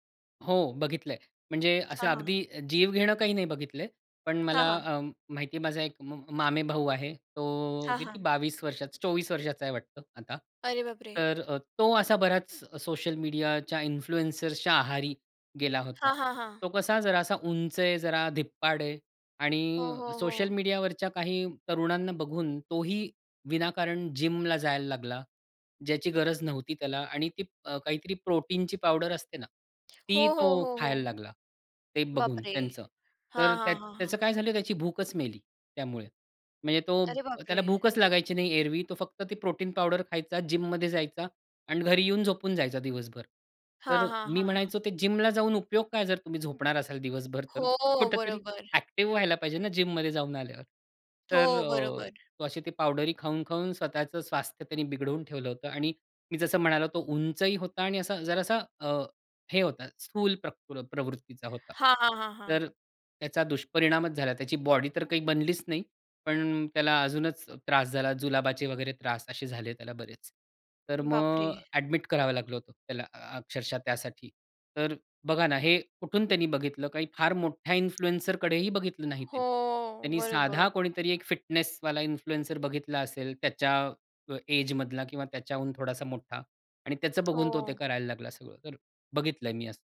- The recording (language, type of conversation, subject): Marathi, podcast, तुम्हाला समाजमाध्यमांवर सत्यता किती महत्त्वाची वाटते?
- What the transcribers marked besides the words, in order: tapping; exhale; in English: "इन्फ्लुअन्सर्सच्या"; in English: "जिमला"; in English: "प्रोटीनची"; in English: "प्रोटीन"; in English: "जिममध्ये"; in English: "जिमला"; in English: "जिम"; inhale; in English: "इन्फ्लुएन्सरकडेही"; in English: "इन्फ्लुएन्सर"; in English: "एज"; tongue click